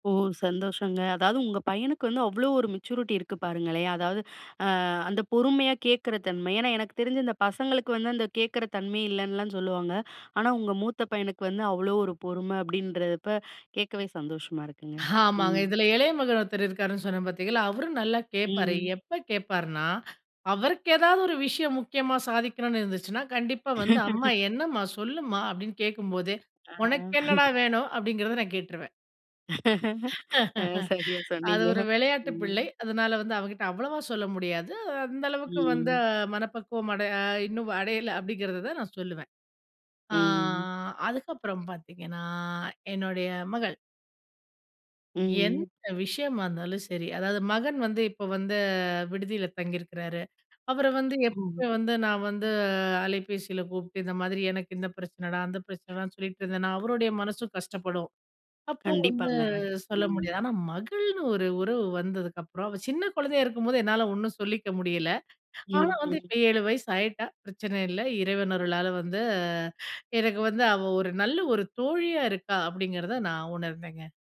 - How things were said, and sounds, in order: in English: "மெச்சூரிட்டி"; laugh; chuckle; laugh; drawn out: "அடை"; drawn out: "பாத்தீங்கன்னா"; other noise
- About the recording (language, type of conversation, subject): Tamil, podcast, சந்தோஷத்தை வெளிப்படுத்தவும் துன்பத்தைப் பகிரவும் உங்கள் வீட்டில் இடமும் வாய்ப்பும் இருந்ததா?